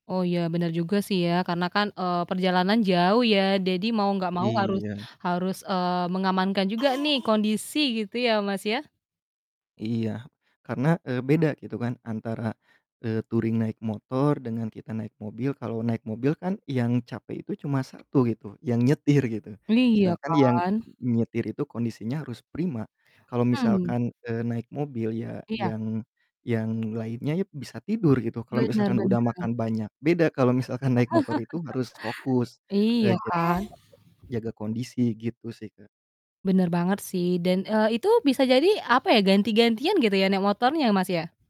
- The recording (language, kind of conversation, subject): Indonesian, podcast, Apa pengalaman perjalanan yang paling berkesan buat kamu?
- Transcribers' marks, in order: other background noise; in English: "touring"; laugh